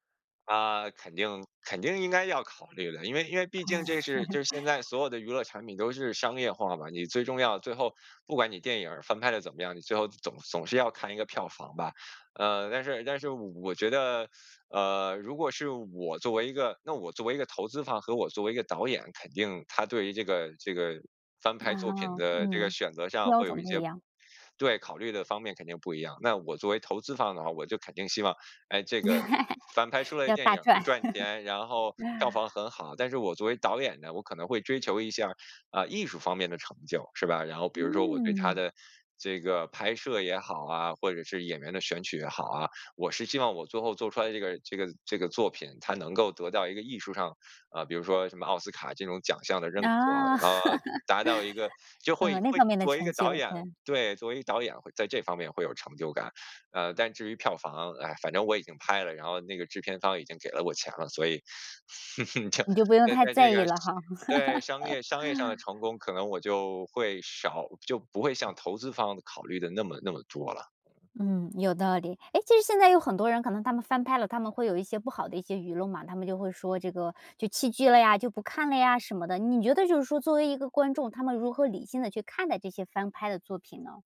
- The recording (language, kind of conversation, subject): Chinese, podcast, 你怎么看待重制或复刻作品？
- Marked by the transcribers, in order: other background noise; chuckle; teeth sucking; chuckle; chuckle; chuckle; chuckle; laugh